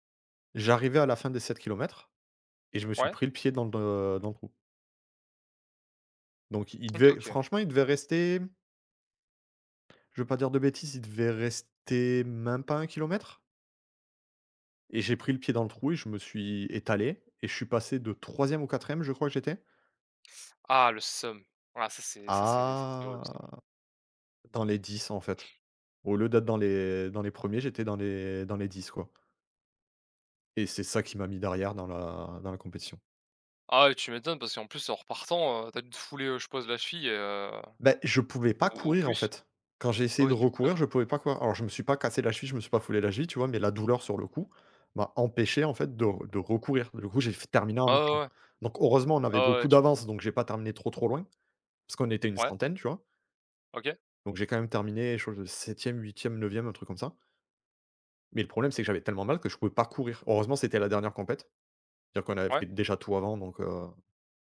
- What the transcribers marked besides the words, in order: tapping; drawn out: "à"; "compétition" said as "compèt"
- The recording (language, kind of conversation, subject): French, unstructured, Comment le sport peut-il changer ta confiance en toi ?